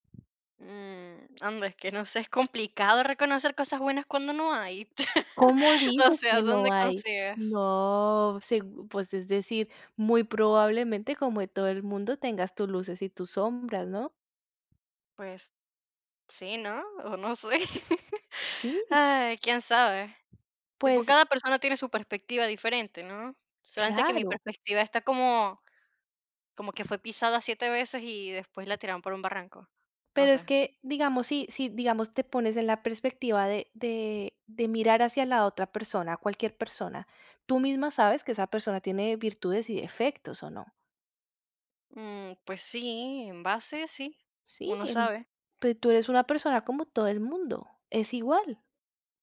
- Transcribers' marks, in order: tapping; chuckle; chuckle; "pero" said as "ped"
- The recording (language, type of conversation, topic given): Spanish, advice, ¿Cómo te has sentido cuando te da ansiedad intensa antes de hablar en público?
- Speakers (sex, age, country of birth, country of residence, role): female, 35-39, Colombia, Italy, advisor; female, 50-54, Venezuela, Portugal, user